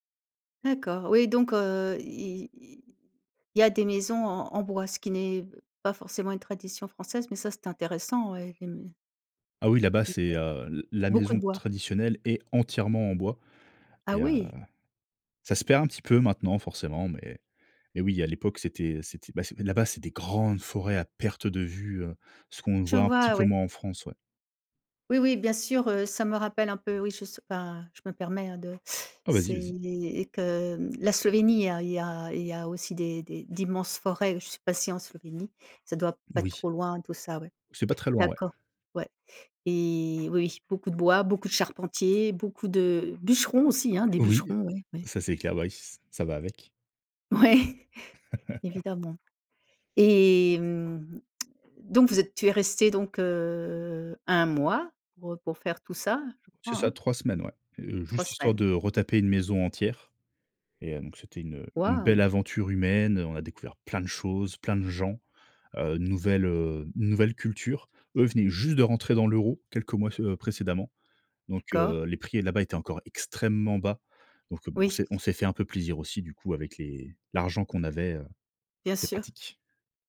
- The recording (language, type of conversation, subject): French, podcast, Quel plat découvert en voyage raconte une histoire selon toi ?
- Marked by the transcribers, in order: stressed: "grandes"; tapping; laughing while speaking: "Ouais !"; other background noise; chuckle; lip smack; stressed: "juste"; stressed: "extrêmement"